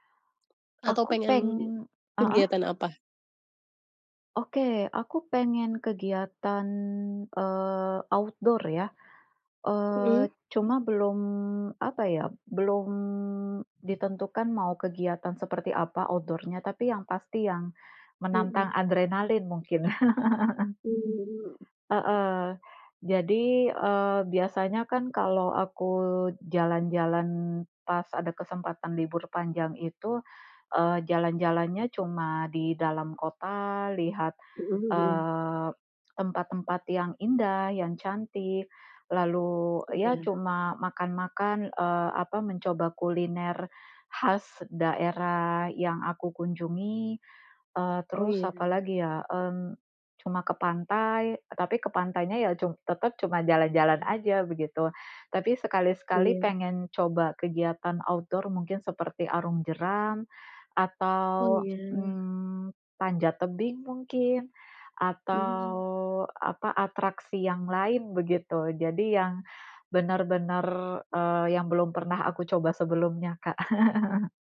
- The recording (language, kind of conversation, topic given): Indonesian, unstructured, Apa kegiatan favoritmu saat libur panjang tiba?
- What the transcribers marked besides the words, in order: other background noise; in English: "outdoor"; in English: "outdoor-nya"; chuckle; in English: "outdoor"; chuckle